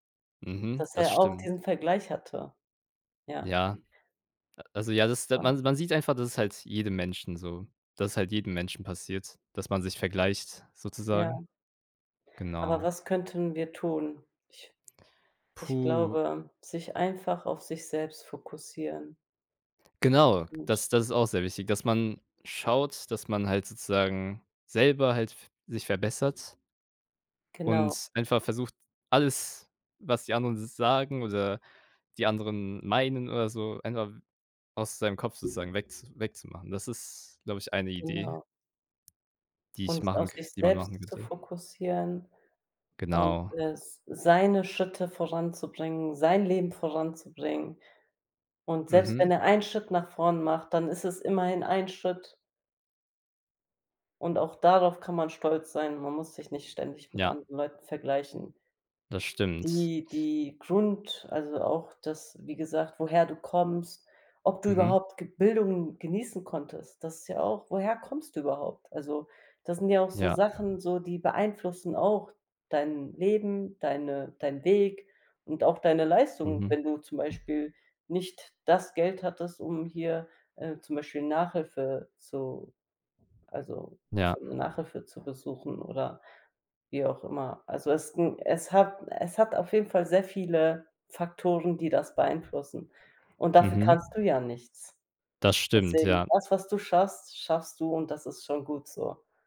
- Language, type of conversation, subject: German, unstructured, Was hältst du von dem Leistungsdruck, der durch ständige Vergleiche mit anderen entsteht?
- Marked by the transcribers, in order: other background noise; tapping